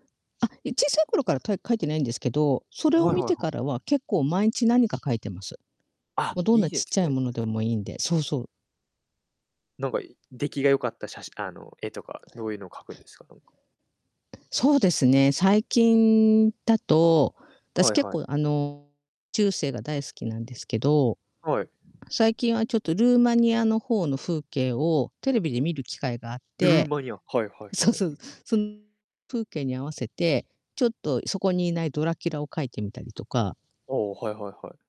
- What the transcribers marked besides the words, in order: unintelligible speech; distorted speech; unintelligible speech; unintelligible speech
- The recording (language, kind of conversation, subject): Japanese, unstructured, 挑戦してみたい新しい趣味はありますか？